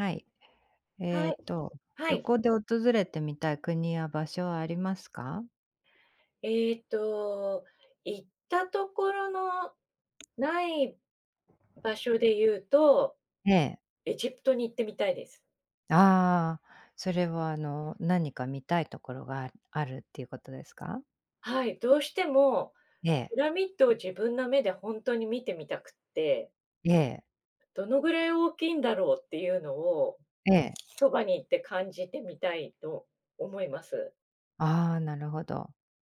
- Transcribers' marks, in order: tapping; other background noise
- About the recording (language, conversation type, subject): Japanese, unstructured, 旅行で訪れてみたい国や場所はありますか？